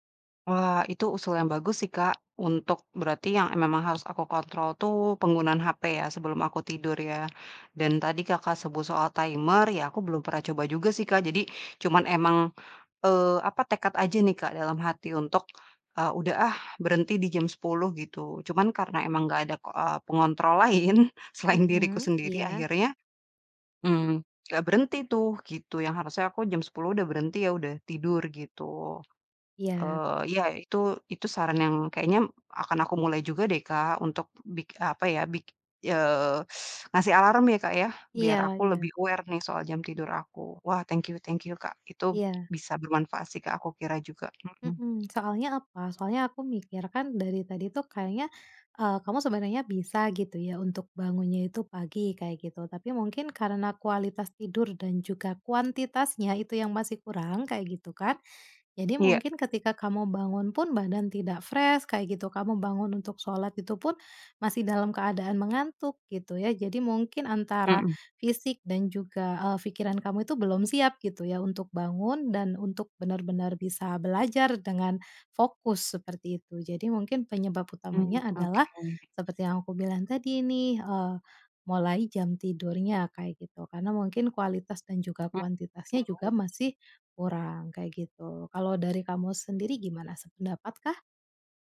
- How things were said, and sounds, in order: in English: "timer"; laughing while speaking: "lain"; in English: "aware"; other background noise; in English: "fresh"; unintelligible speech
- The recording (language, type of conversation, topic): Indonesian, advice, Kenapa saya sulit bangun pagi secara konsisten agar hari saya lebih produktif?